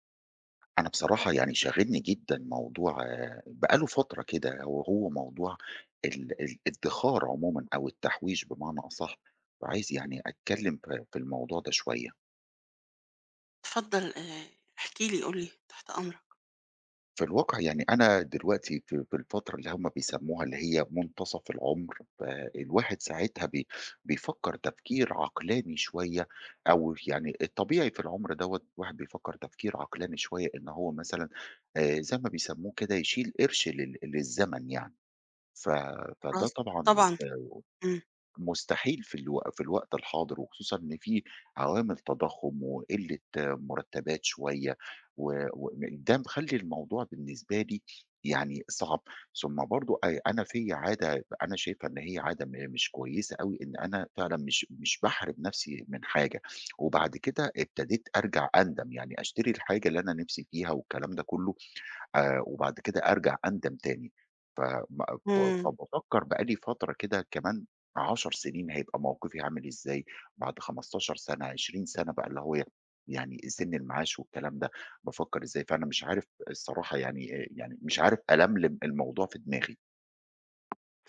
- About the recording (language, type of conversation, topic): Arabic, advice, إزاي أتعامل مع قلقي عشان بأجل الادخار للتقاعد؟
- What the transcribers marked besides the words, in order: tapping; unintelligible speech